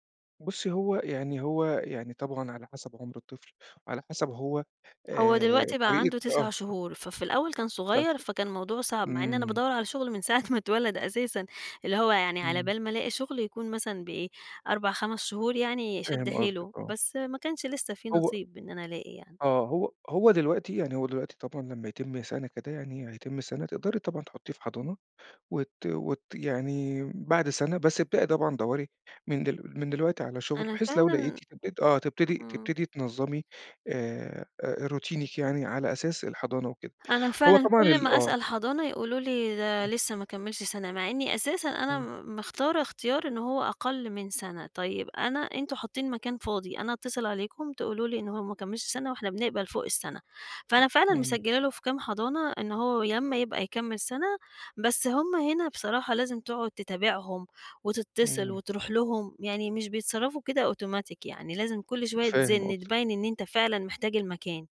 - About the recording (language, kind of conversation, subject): Arabic, advice, إزاي ولادة طفلك غيرّت نمط حياتك؟
- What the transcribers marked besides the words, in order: other background noise; laughing while speaking: "من ساعة"; in English: "روتينaك"